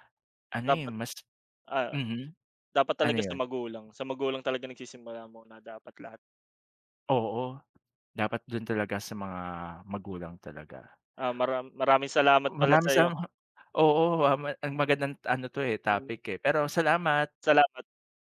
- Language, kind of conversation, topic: Filipino, unstructured, Bakit kaya maraming kabataan ang nawawalan ng interes sa pag-aaral?
- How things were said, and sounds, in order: other background noise